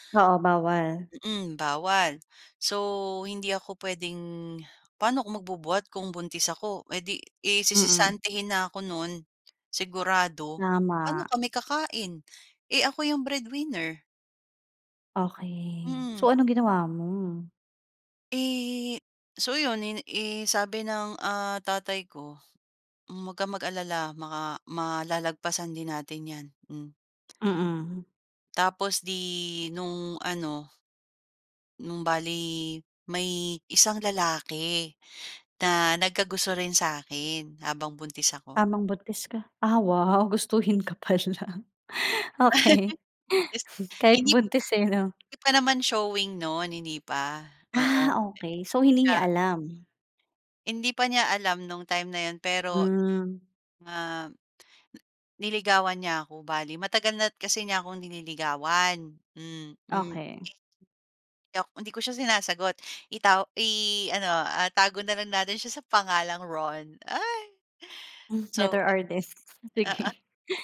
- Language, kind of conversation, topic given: Filipino, podcast, May tao bang biglang dumating sa buhay mo nang hindi mo inaasahan?
- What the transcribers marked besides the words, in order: tapping; other background noise; tongue click; laughing while speaking: "Gustuhin ka pala. Okey. Kahit buntis, eh, 'no"; chuckle; laughing while speaking: "Buntis"; laughing while speaking: "sige"